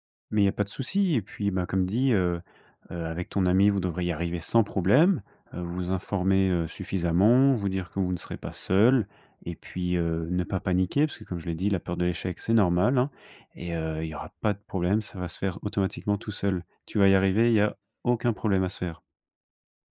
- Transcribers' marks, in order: none
- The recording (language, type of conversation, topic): French, advice, Comment surmonter mon hésitation à changer de carrière par peur d’échouer ?